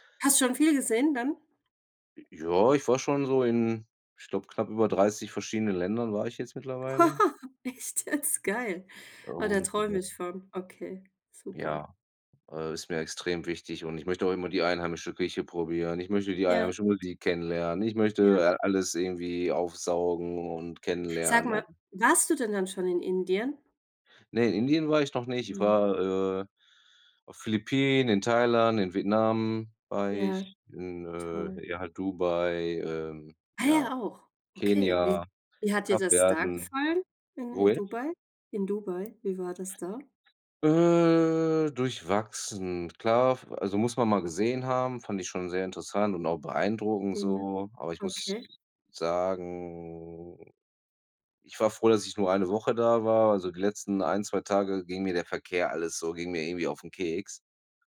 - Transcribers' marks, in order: laugh; laughing while speaking: "Echt jetzt?"; unintelligible speech; other background noise; drawn out: "Äh"; drawn out: "sagen"
- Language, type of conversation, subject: German, unstructured, Wie beeinflusst Musik deine Stimmung?